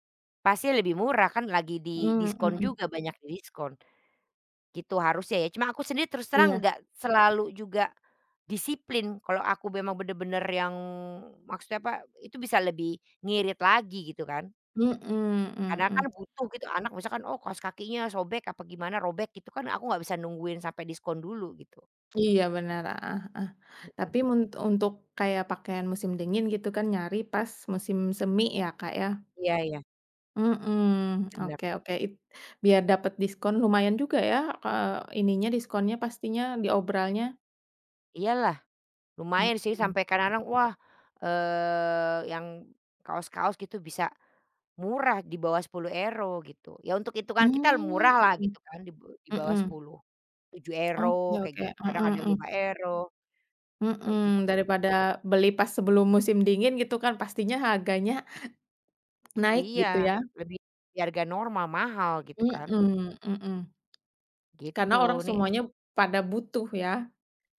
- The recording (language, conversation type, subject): Indonesian, unstructured, Pernahkah kamu merasa senang setelah berhasil menabung untuk membeli sesuatu?
- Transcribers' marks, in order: tapping; "euro" said as "ero"; "euro" said as "ero"; "euro" said as "ero"; other background noise